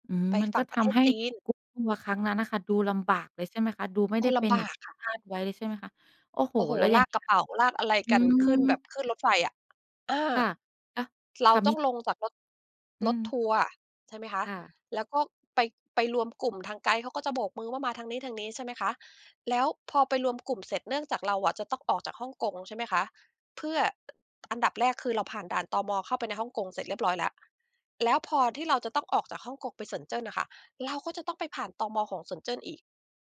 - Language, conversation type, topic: Thai, podcast, คุณเคยโดนหลอกตอนเที่ยวไหม แล้วได้เรียนรู้อะไร?
- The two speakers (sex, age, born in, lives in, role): female, 35-39, Thailand, Thailand, host; female, 45-49, United States, United States, guest
- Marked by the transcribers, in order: tapping; other background noise